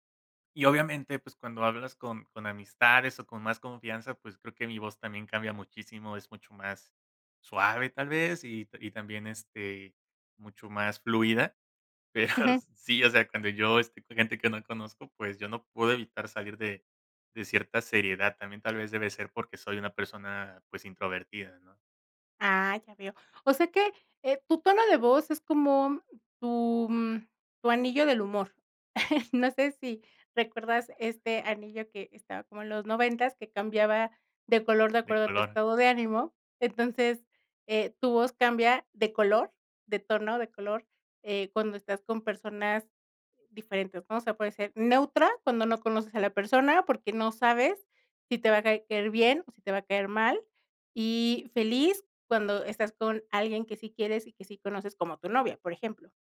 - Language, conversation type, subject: Spanish, podcast, ¿Te ha pasado que te malinterpretan por tu tono de voz?
- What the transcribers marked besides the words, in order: laughing while speaking: "pero sí, o sea"; chuckle